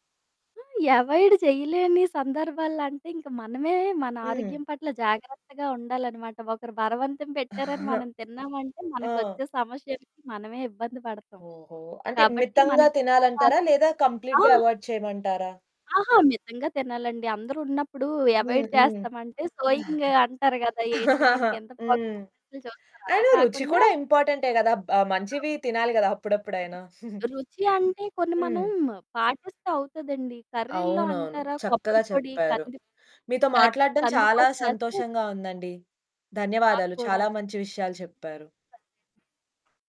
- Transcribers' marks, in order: laughing while speaking: "అవాయిడ్ చేయలేని సందర్భాలలో"; in English: "అవాయిడ్"; chuckle; other background noise; static; in English: "కంప్లీట్‌గా అవాయిడ్"; in English: "అవాయిడ్"; chuckle; distorted speech; chuckle; unintelligible speech
- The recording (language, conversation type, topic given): Telugu, podcast, ఆరోగ్యకరమైన ఆహారపు అలవాట్లు రికవరీ ప్రక్రియకు ఎలా తోడ్పడతాయి?